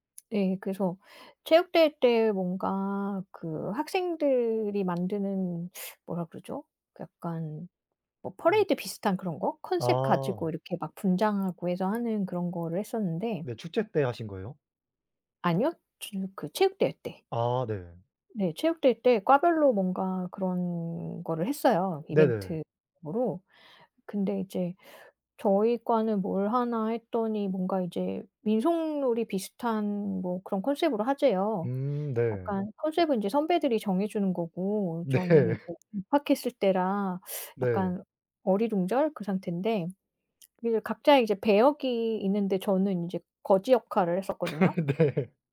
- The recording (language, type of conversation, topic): Korean, unstructured, 학교에서 가장 행복했던 기억은 무엇인가요?
- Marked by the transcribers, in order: tapping; other background noise; laughing while speaking: "네"; laugh; laughing while speaking: "네"